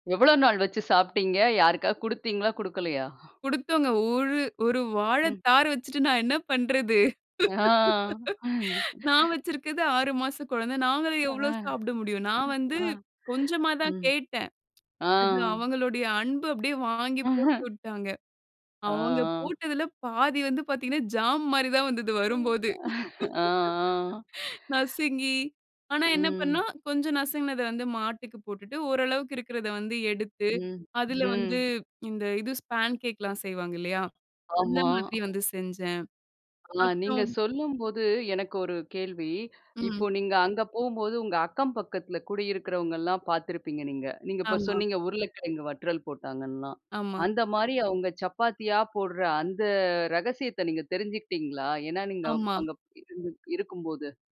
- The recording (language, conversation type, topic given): Tamil, podcast, உங்களுடைய உணவுப் பழக்கங்கள் மாறியிருந்தால், அந்த மாற்றத்தை எப்படிச் சமாளித்தீர்கள்?
- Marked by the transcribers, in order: other background noise; laugh; chuckle; other noise; laugh; in English: "ஜாம்"; chuckle; laugh; in English: "ஸ்பான் கேக்லாம்"